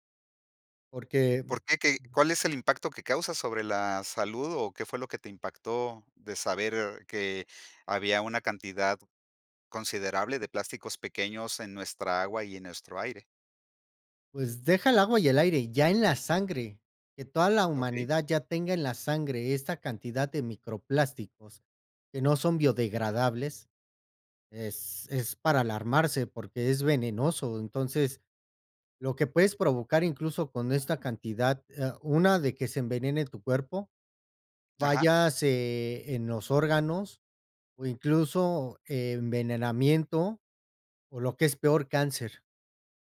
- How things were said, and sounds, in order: other background noise
- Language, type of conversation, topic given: Spanish, podcast, ¿Qué opinas sobre el problema de los plásticos en la naturaleza?